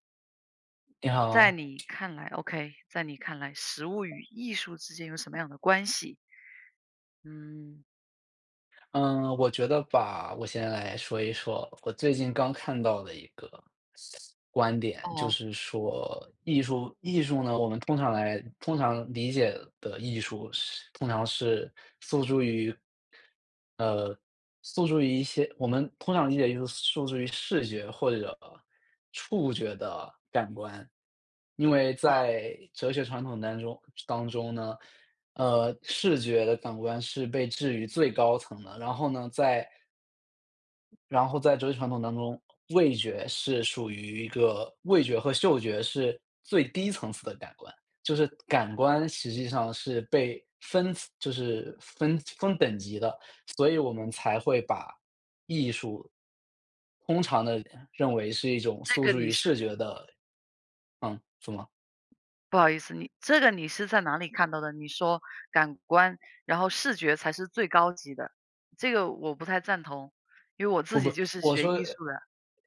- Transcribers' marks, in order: lip smack
- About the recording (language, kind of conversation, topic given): Chinese, unstructured, 在你看来，食物与艺术之间有什么关系？